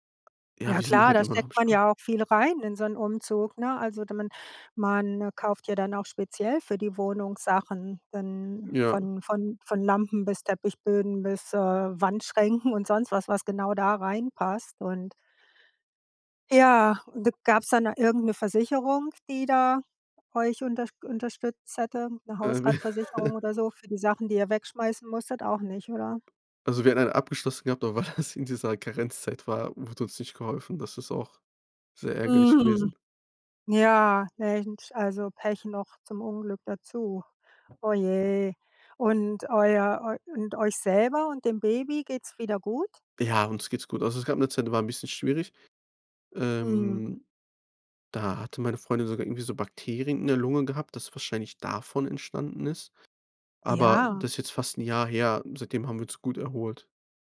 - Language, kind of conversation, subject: German, podcast, Wann hat ein Umzug dein Leben unerwartet verändert?
- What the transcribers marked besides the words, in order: unintelligible speech; chuckle; laughing while speaking: "weil das"; sad: "Oh, je"; other background noise